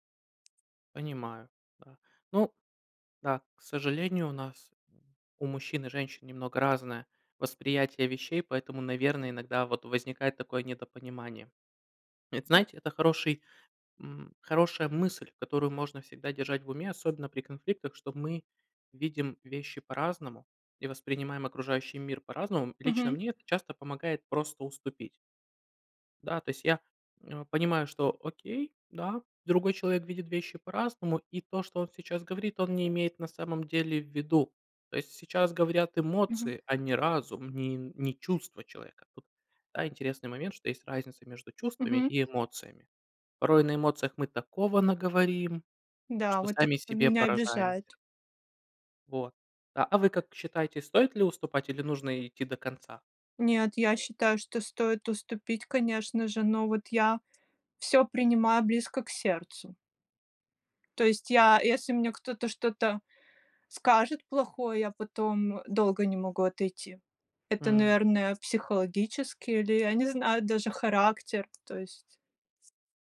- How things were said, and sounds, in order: other noise; other background noise; tapping
- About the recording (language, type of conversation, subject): Russian, unstructured, Что важнее — победить в споре или сохранить дружбу?